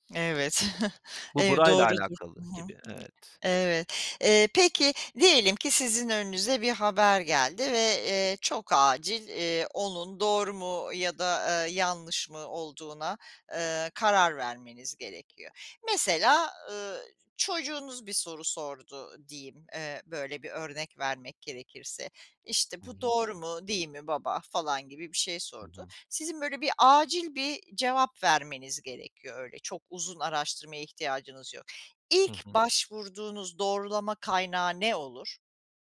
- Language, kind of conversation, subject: Turkish, podcast, Bilgiye ulaşırken güvenilir kaynakları nasıl seçiyorsun?
- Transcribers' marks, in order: other background noise; chuckle; lip smack